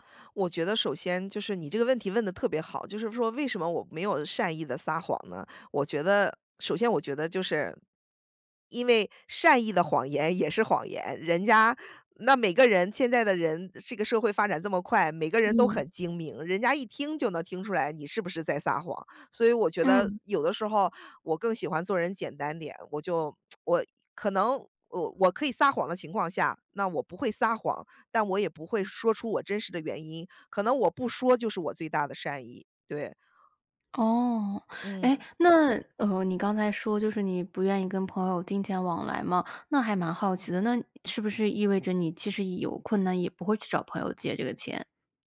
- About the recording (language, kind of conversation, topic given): Chinese, podcast, 你为了不伤害别人，会选择隐瞒自己的真实想法吗？
- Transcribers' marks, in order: tsk